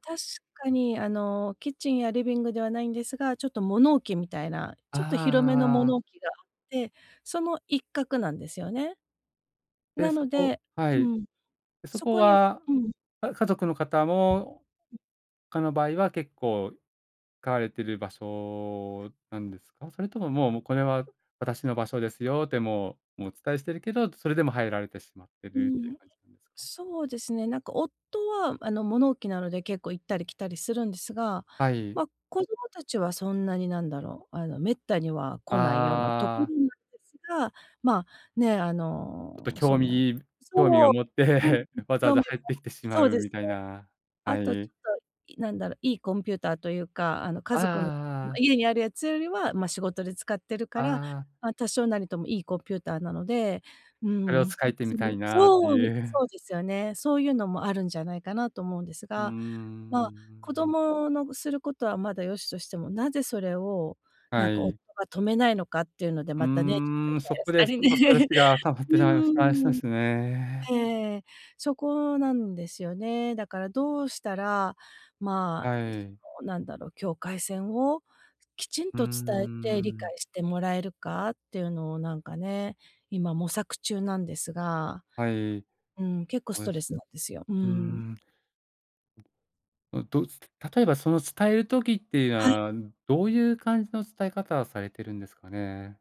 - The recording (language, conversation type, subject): Japanese, advice, 家族に自分の希望や限界を無理なく伝え、理解してもらうにはどうすればいいですか？
- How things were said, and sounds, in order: other noise; unintelligible speech; laugh